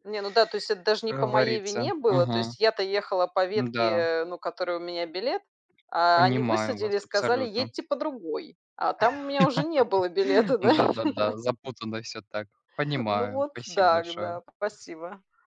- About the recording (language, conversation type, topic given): Russian, unstructured, Вы бы выбрали путешествие на машине или на поезде?
- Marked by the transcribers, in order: laugh; laughing while speaking: "да"